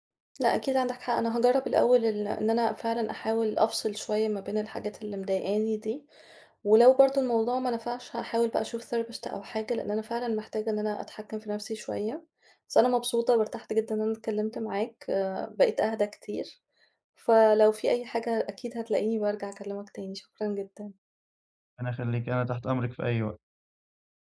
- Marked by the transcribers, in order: in English: "therapist"
- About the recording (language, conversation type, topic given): Arabic, advice, إزاي التعب المزمن بيأثر على تقلبات مزاجي وانفجارات غضبي؟